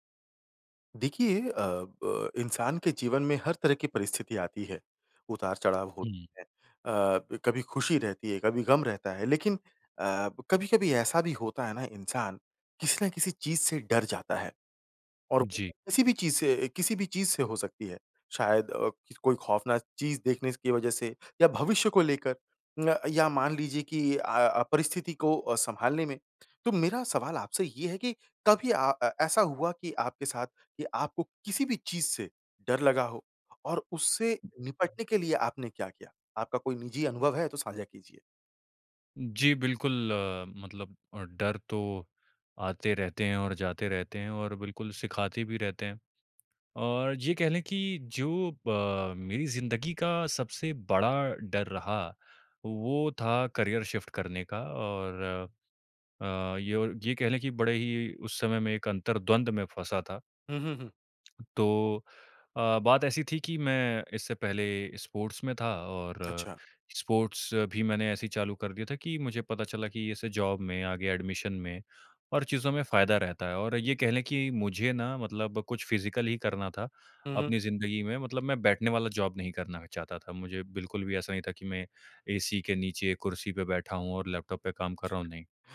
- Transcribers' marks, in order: other noise; tapping; in English: "करियर शिफ्ट"; in English: "स्पोर्ट्स"; in English: "स्पोर्ट्स"; in English: "जॉब"; in English: "एडमिशन"; in English: "फिजिकल"; in English: "जॉब"
- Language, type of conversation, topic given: Hindi, podcast, अपने डर पर काबू पाने का अनुभव साझा कीजिए?